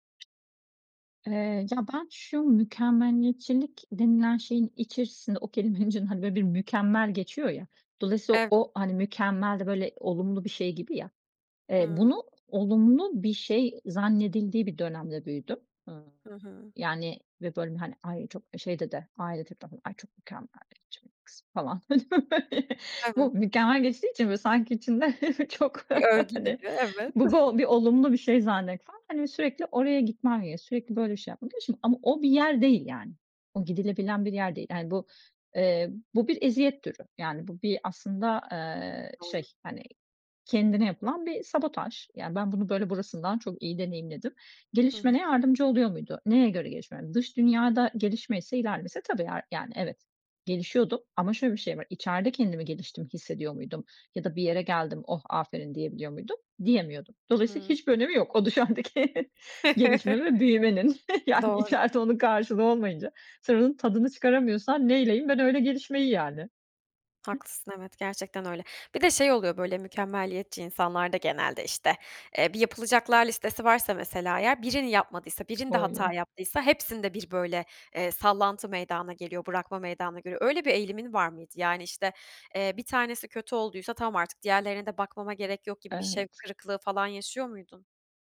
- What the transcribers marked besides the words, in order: tapping; other background noise; laughing while speaking: "böyle"; laughing while speaking: "içinde çok, hani"; chuckle; laughing while speaking: "O dışarıdaki gelişme ve büyümenin yani içeride onun karşılığı olmayınca"; chuckle
- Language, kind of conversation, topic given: Turkish, podcast, Hatalardan ders çıkarmak için hangi soruları sorarsın?